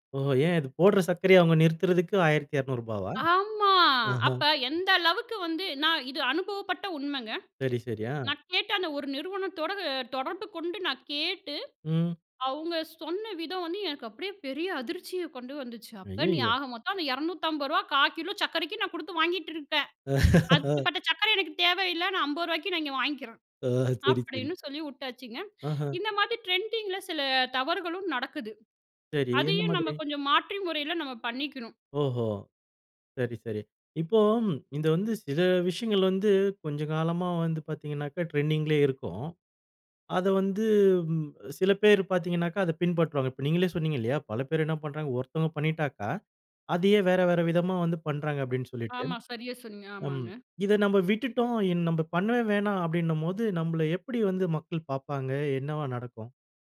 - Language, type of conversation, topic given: Tamil, podcast, போக்குகள் வேகமாக மாறும்போது நீங்கள் எப்படிச் செயல்படுகிறீர்கள்?
- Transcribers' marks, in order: laugh; "மாரி" said as "மாதி"; in English: "ட்ரெண்டிங்"; in English: "ட்ரெண்டிங்"